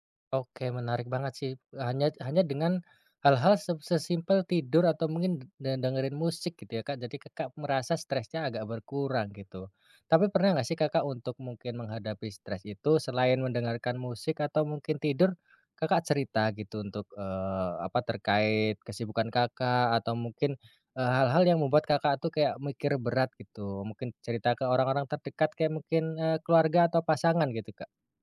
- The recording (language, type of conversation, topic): Indonesian, podcast, Gimana cara kalian mengatur waktu berkualitas bersama meski sibuk bekerja dan kuliah?
- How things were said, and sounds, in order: none